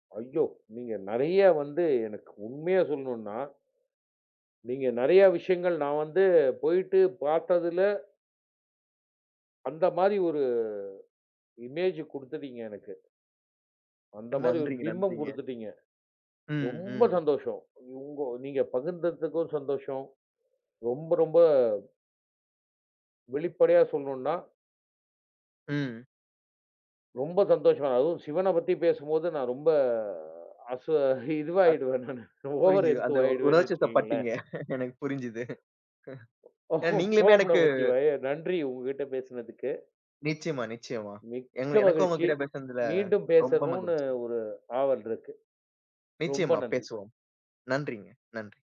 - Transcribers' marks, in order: in English: "இமேஜ்"; laughing while speaking: "நன்றிங்க, நன்றிங்க"; joyful: "ரொம்ப சந்தோஷம்"; laughing while speaking: "இதுவாயிடுவேன் நானு. ஓவர் எந்த்து ஆயிடுவேன்னு வச்சுக்கங்களேன்"; laugh; chuckle; other noise; laugh
- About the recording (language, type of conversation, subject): Tamil, podcast, பயணத்தின் போது உள்ளூர் மக்கள் அளித்த உதவி உங்களுக்குப் உண்மையில் எப்படி பயனானது?